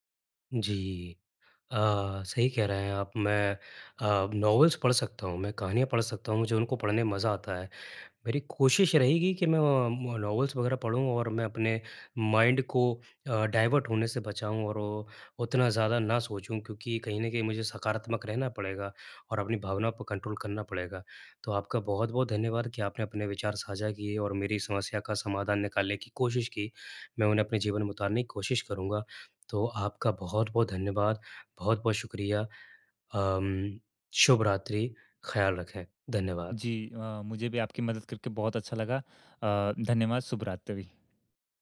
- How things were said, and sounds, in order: in English: "नॉवल्स"; in English: "नॉवल्स"; in English: "माइंड"; in English: "डायवर्ट"; in English: "कंट्रोल"
- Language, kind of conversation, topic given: Hindi, advice, सोने से पहले स्क्रीन देखने से चिंता और उत्तेजना कैसे कम करूँ?